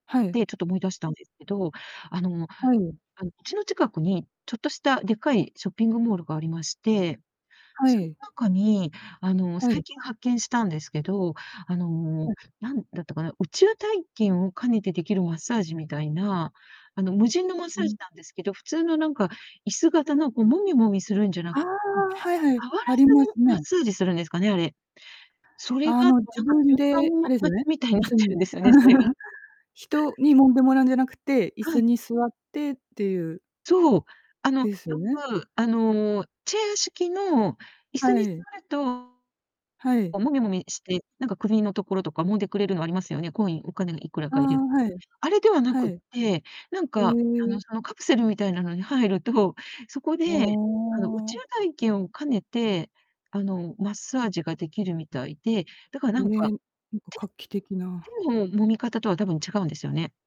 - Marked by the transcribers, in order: distorted speech; chuckle
- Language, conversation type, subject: Japanese, unstructured, ストレスを感じたとき、どのようにリラックスしますか？